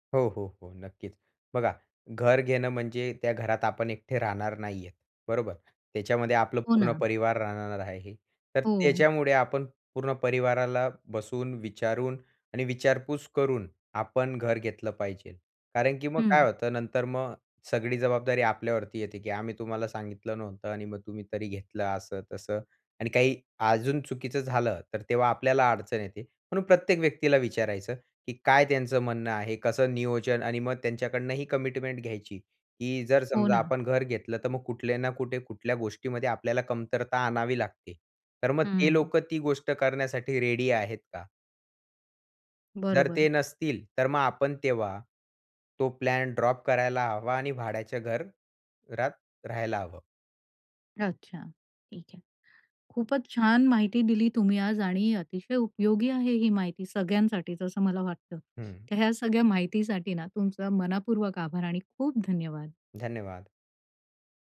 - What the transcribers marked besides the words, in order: in English: "कमिटमेंट"; in English: "रेडी"; in English: "प्लॅन ड्रॉप"
- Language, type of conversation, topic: Marathi, podcast, घर खरेदी करायची की भाडेतत्त्वावर राहायचं हे दीर्घकालीन दृष्टीने कसं ठरवायचं?